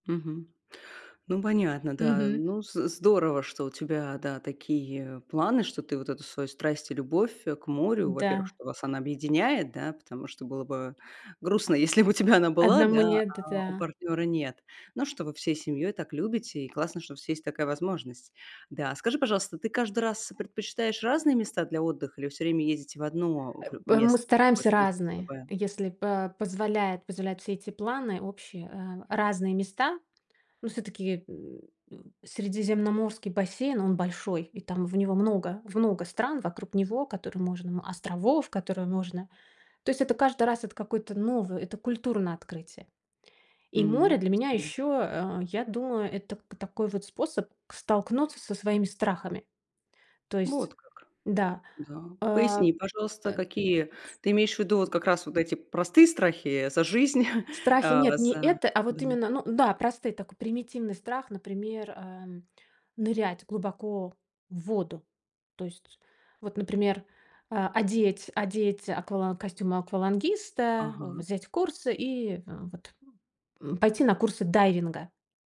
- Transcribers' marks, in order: laughing while speaking: "если бы у тебя она"; tapping; laughing while speaking: "жизнь?"
- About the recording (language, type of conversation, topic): Russian, podcast, Есть ли место, где ты почувствовал себя по‑настоящему живым?